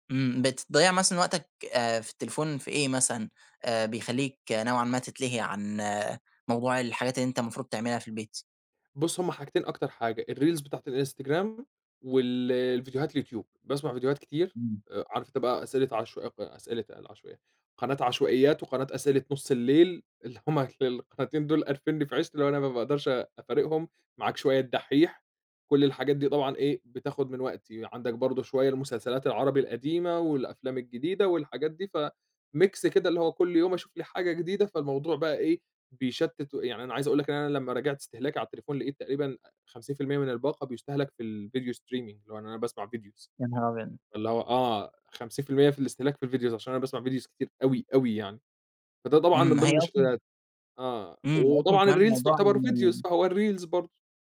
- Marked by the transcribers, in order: in English: "الreels"; in English: "فmix"; in English: "streaming"; in English: "videos"; in English: "videos"; in English: "videos"; in English: "الreels"; in English: "videos"; in English: "الreels"
- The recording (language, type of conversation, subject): Arabic, podcast, إزاي بتتجنب الملهيات الرقمية وانت شغال؟